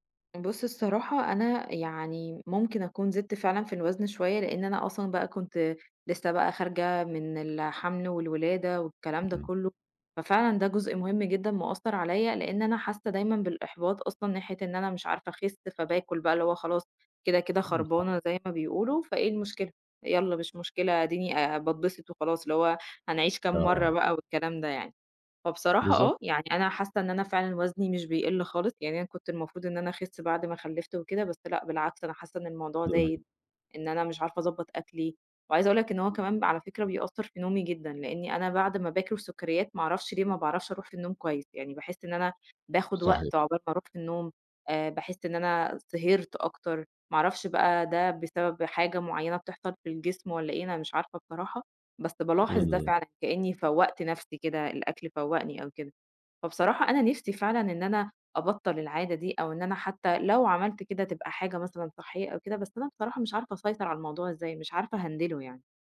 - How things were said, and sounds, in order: in English: "أهندله"
- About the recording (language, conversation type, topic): Arabic, advice, إزاي أقدر أتعامل مع الشراهة بالليل وإغراء الحلويات؟